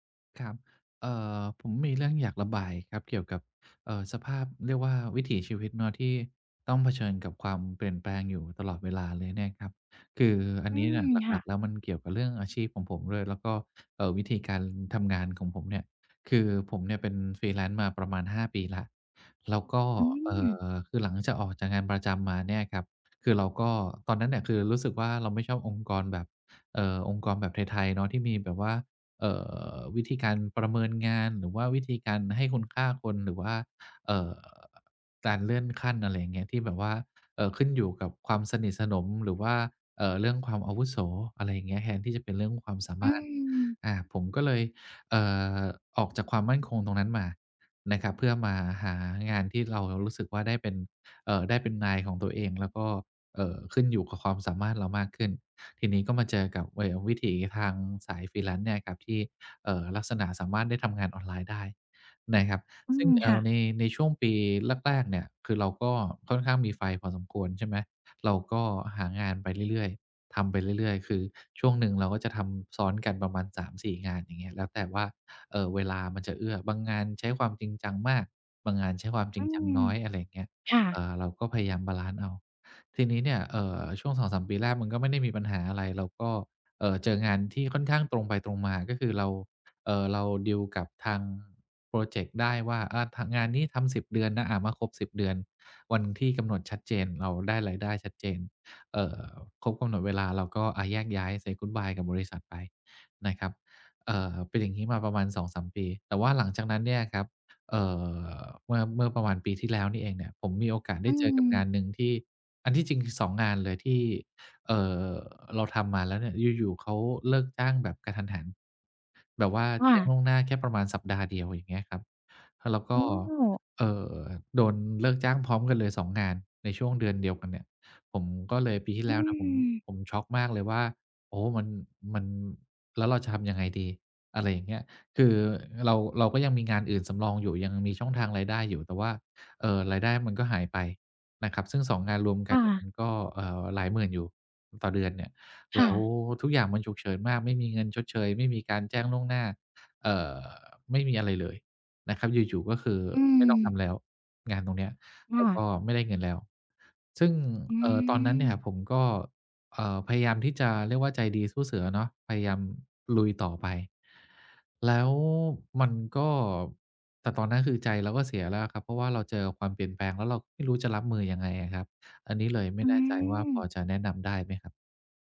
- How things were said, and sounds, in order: tapping; other background noise; in English: "freelance"; in English: "freelance"; in English: "say goodbye"
- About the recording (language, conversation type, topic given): Thai, advice, คุณจะปรับตัวอย่างไรเมื่อมีการเปลี่ยนแปลงเกิดขึ้นบ่อย ๆ?